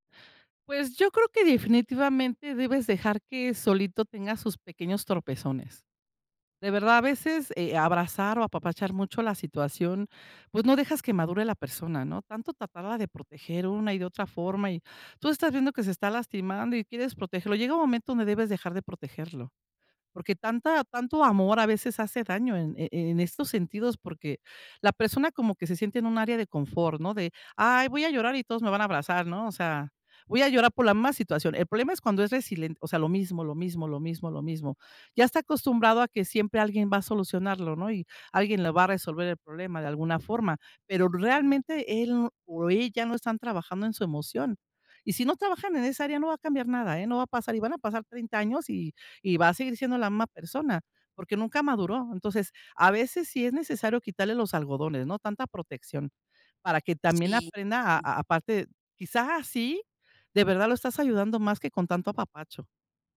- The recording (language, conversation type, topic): Spanish, podcast, ¿Cómo ofreces apoyo emocional sin intentar arreglarlo todo?
- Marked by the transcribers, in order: tapping